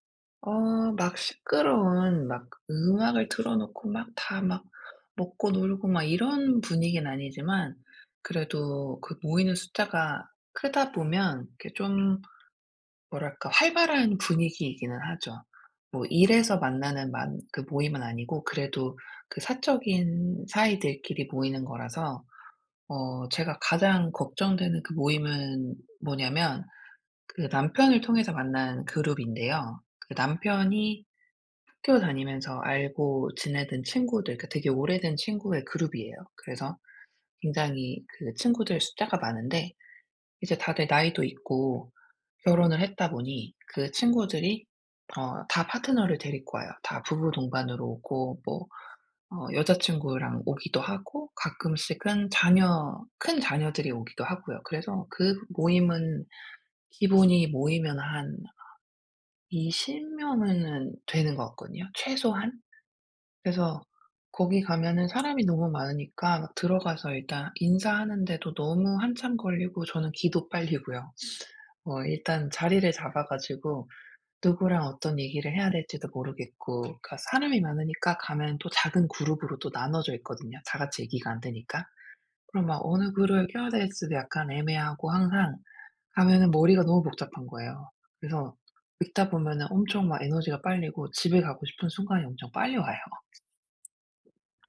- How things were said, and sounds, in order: tapping; other background noise
- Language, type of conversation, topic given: Korean, advice, 파티나 모임에서 어색함을 자주 느끼는데 어떻게 하면 자연스럽게 어울릴 수 있을까요?